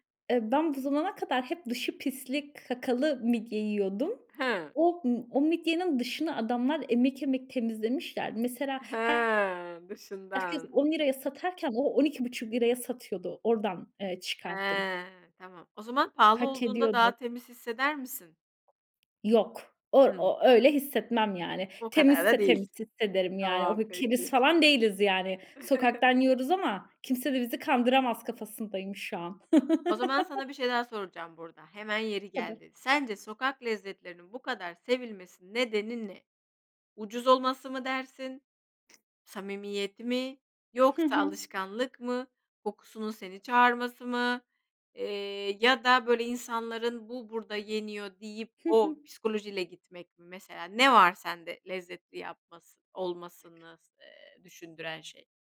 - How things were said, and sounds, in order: drawn out: "Hıı"; drawn out: "He"; other background noise; chuckle; laugh
- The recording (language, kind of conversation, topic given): Turkish, podcast, Sokak lezzetleri arasında en çok hangisini özlüyorsun?